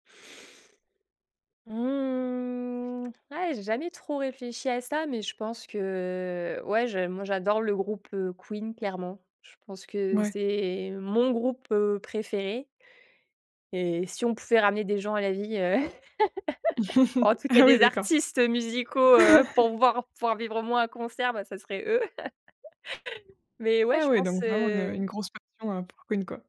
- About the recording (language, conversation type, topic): French, podcast, Quelle chanson te fait penser à une personne importante ?
- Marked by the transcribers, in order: stressed: "mon"; laugh; chuckle; laugh; other background noise; tapping; laugh